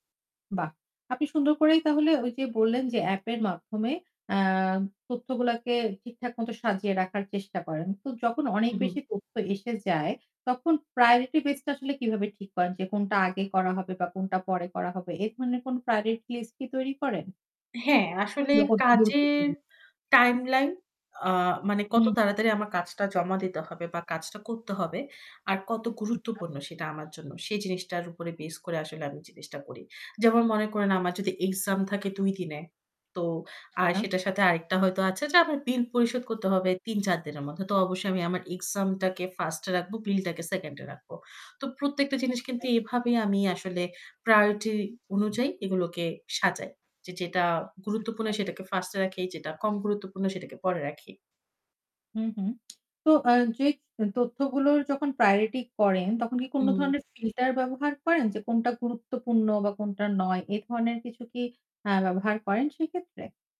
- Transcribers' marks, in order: static; distorted speech; in English: "টাইমলাইন"; tapping
- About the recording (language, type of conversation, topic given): Bengali, podcast, একসঙ্গে অনেক তথ্য এলে আপনি কীভাবে মনোযোগ ধরে রাখেন?